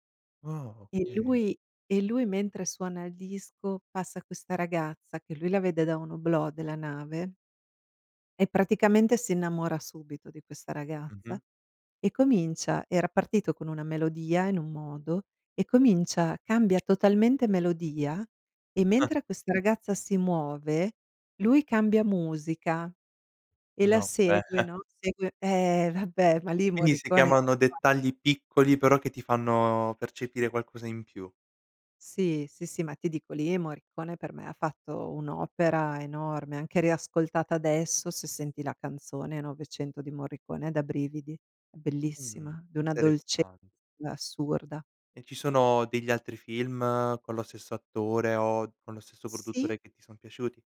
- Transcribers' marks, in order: tapping; chuckle; chuckle; unintelligible speech; other background noise
- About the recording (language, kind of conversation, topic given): Italian, podcast, Quale film ti fa tornare subito indietro nel tempo?